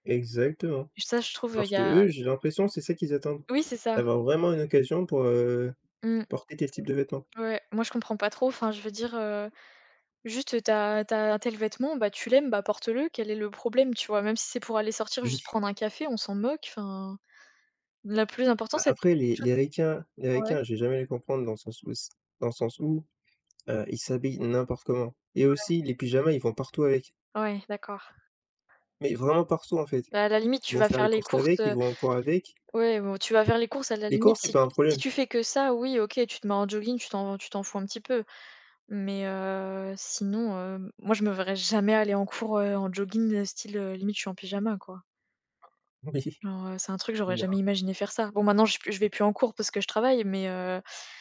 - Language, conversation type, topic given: French, unstructured, Comment décrirais-tu ton style personnel ?
- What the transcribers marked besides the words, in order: laughing while speaking: "Oui"; unintelligible speech; tapping; laughing while speaking: "Beh, si"